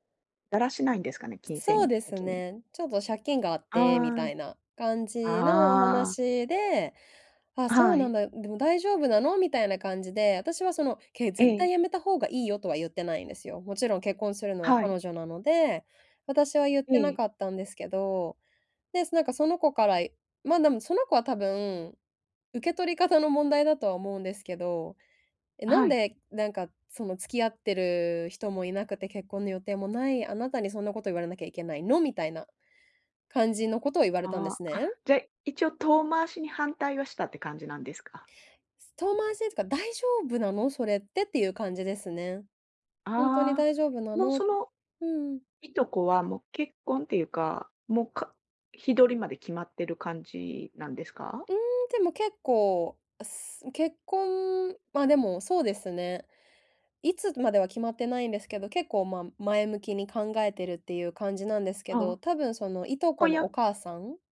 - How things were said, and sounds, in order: tapping
- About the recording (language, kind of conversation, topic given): Japanese, advice, 家族の集まりで意見が対立したとき、どう対応すればよいですか？